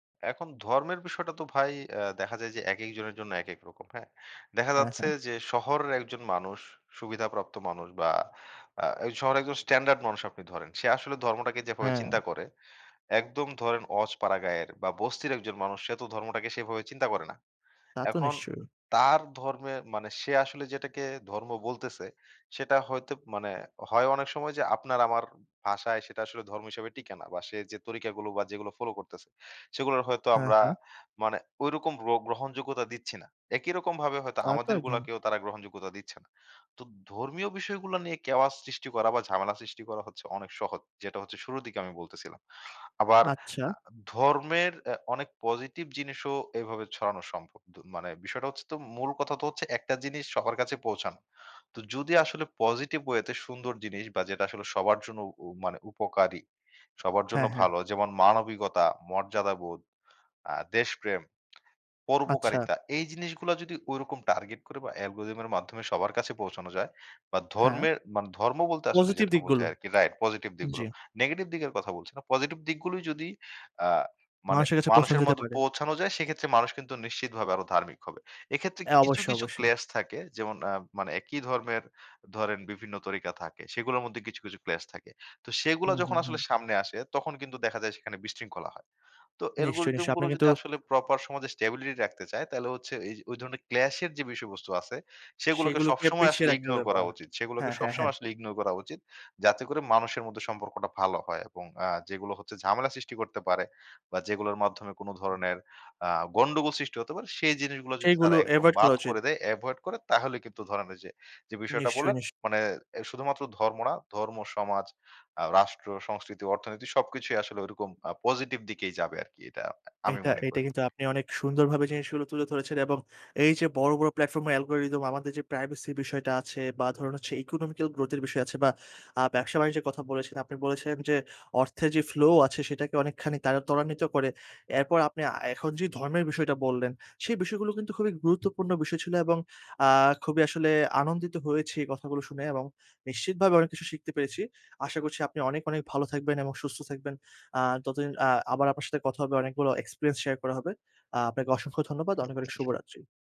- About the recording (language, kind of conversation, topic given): Bengali, podcast, বড় অনলাইন প্ল্যাটফর্মগুলোর অ্যালগরিদম কি আমাদের চিন্তাভাবনাকে সীমাবদ্ধ করে?
- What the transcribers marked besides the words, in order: none